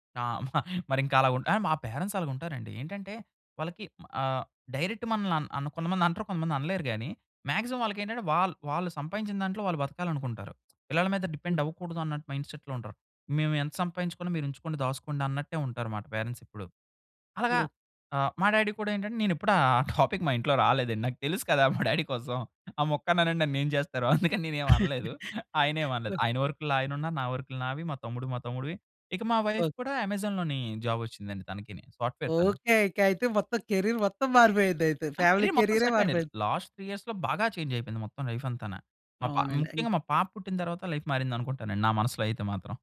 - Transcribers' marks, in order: in English: "పేరెంట్స్"; in English: "డైరెక్ట్"; in English: "మాక్సిమం"; in English: "డిపెండ్"; other noise; in English: "మైండ్‌సెట్‌లో"; in English: "పేరెంట్స్"; in English: "డాడీ"; laughing while speaking: "ఆ టాపిక్ మా ఇంట్లో రాలేదండి … అనలేదు ఆయన వర్క్‌లో"; in English: "టాపిక్"; in English: "డాడీ"; laugh; in English: "వర్క్‌లో"; in English: "వర్క్‌లో"; in English: "వైఫ్"; in English: "జాబ్"; in English: "కేరియర్"; in English: "ఫ్యామిలీ కేరియరె"; in English: "కేరియర్"; in English: "సెటిల్"; in English: "లాస్ట్ త్రీ ఇయర్స్‌లో"; in English: "చేంజ్"; in English: "లైఫ్"; in English: "లైఫ్"
- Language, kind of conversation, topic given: Telugu, podcast, కెరీర్ మార్చుకోవాలని అనిపిస్తే ముందుగా ఏ అడుగు వేయాలి?